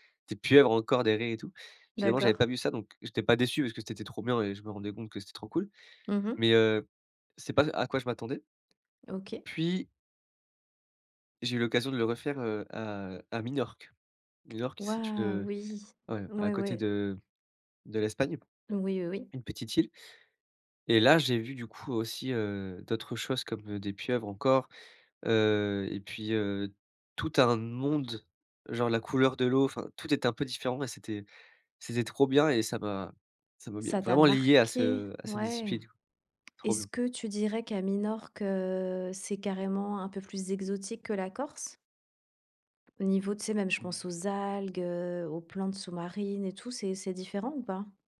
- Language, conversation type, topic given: French, podcast, As-tu un souvenir d’enfance lié à la nature ?
- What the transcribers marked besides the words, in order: none